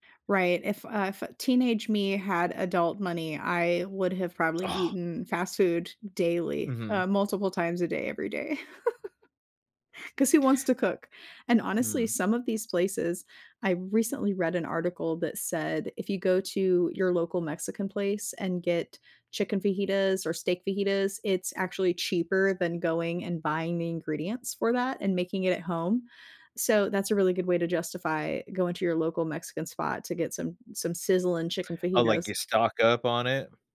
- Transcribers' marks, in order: laugh
- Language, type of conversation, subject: English, unstructured, What small rituals can I use to reset after a stressful day?